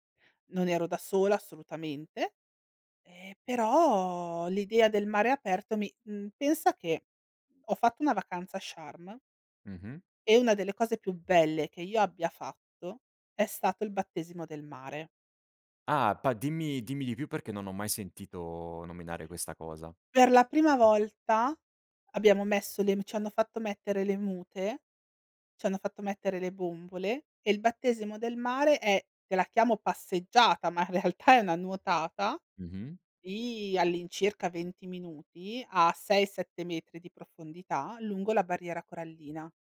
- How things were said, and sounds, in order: laughing while speaking: "realtà"
- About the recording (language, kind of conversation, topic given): Italian, podcast, Cosa ti piace di più del mare e perché?